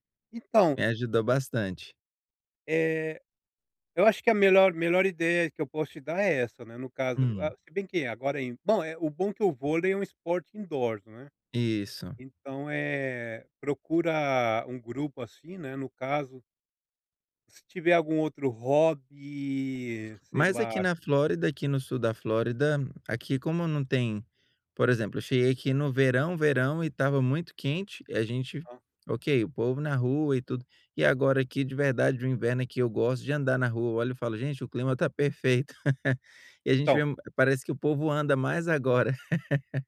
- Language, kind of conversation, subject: Portuguese, advice, Como posso criar conexões autênticas com novas pessoas?
- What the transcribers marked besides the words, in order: chuckle; laugh